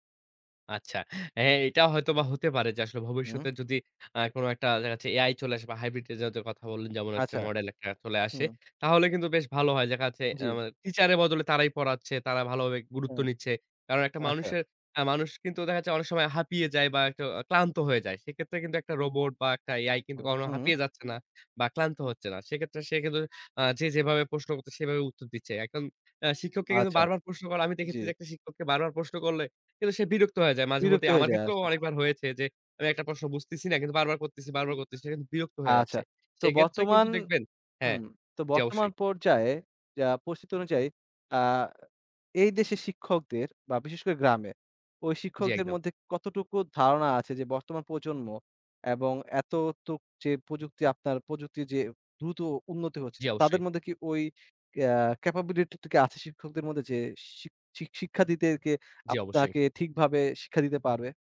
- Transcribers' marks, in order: "এতটুক" said as "এততুক"
- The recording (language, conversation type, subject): Bengali, podcast, অনলাইন শেখা আর শ্রেণিকক্ষের পাঠদানের মধ্যে পার্থক্য সম্পর্কে আপনার কী মত?